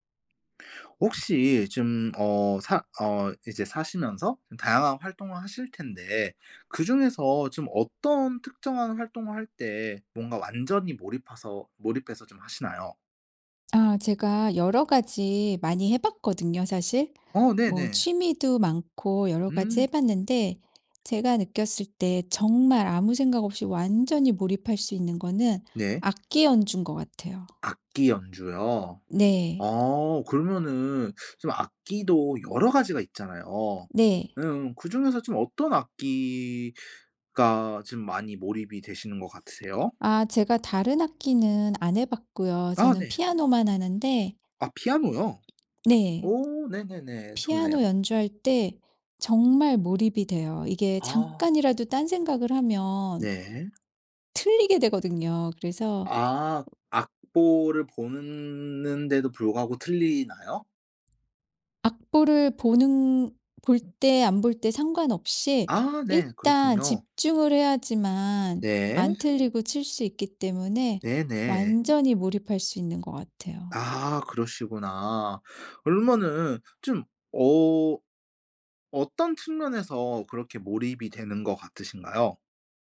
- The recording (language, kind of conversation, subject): Korean, podcast, 어떤 활동을 할 때 완전히 몰입하시나요?
- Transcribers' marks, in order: other background noise; tapping